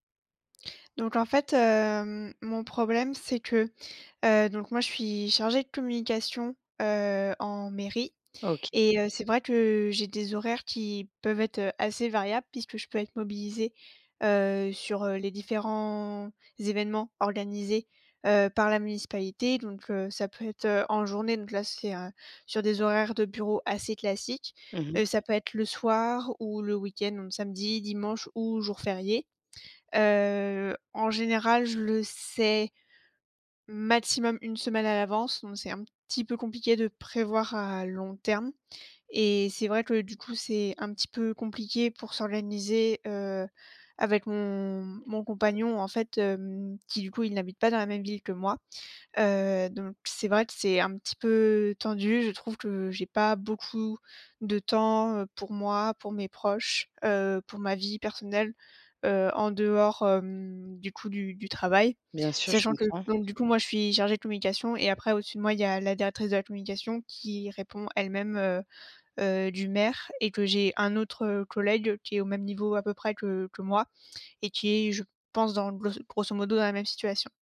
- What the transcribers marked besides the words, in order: none
- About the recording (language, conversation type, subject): French, advice, Comment puis-je rétablir un équilibre entre ma vie professionnelle et ma vie personnelle pour avoir plus de temps pour ma famille ?